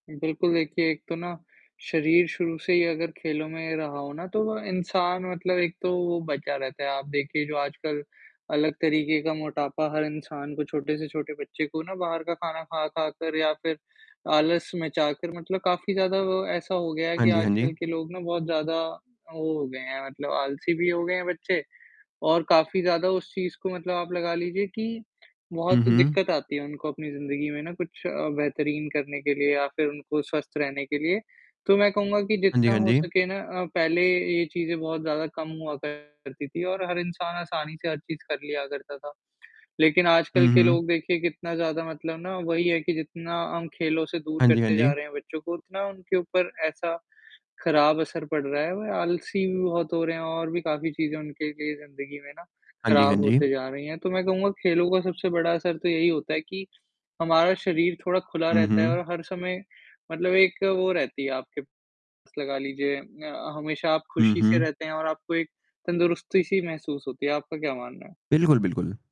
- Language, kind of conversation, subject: Hindi, unstructured, खेल-कूद करने से हमारे मन और शरीर पर क्या असर पड़ता है?
- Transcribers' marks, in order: static; distorted speech